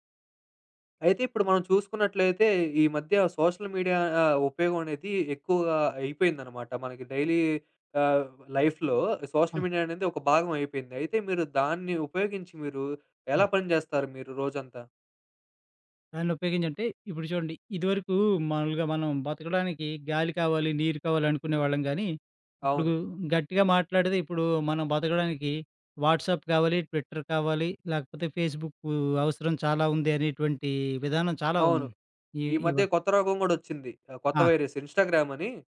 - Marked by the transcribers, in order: in English: "సోషల్ మీడియా"; in English: "డైలీ"; in English: "లైఫ్‌లో సోషల్ మీడియా"; in English: "వాట్సాప్"; in English: "ట్విట్టర్"; in English: "ఫేస్‌బుక్"; in English: "వైరస్ ఇన్‌స్టాగ్రామ్"
- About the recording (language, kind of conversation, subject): Telugu, podcast, సామాజిక మాధ్యమాల్లో మీ పనిని సమర్థంగా ఎలా ప్రదర్శించాలి?